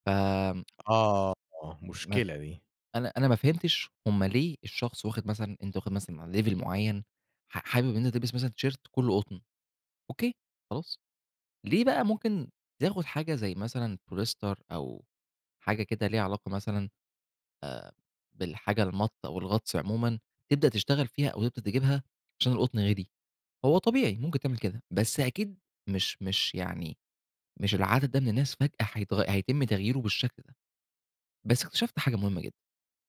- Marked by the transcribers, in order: in English: "level"; in English: "تيشيرت"
- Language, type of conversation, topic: Arabic, podcast, احكيلنا عن موقف فشلت فيه واتعلمت منه درس مهم؟